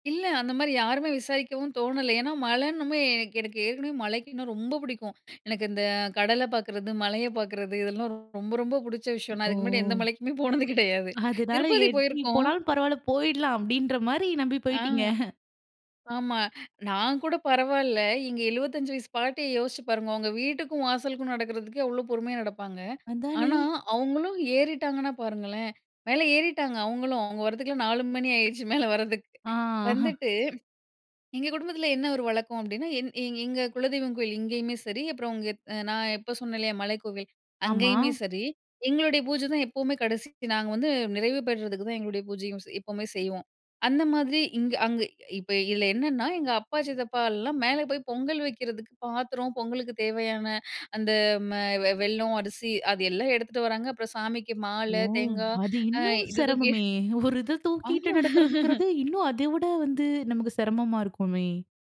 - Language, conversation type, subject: Tamil, podcast, ஒரு நினைவில் பதிந்த மலைநடை அனுபவத்தைப் பற்றி சொல்ல முடியுமா?
- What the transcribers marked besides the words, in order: laughing while speaking: "மலைக்குமே போனது கிடையாது"; other noise; laughing while speaking: "போயிட்டீங்க"; chuckle; swallow; "தேங்காய்" said as "தேங்கா"; laugh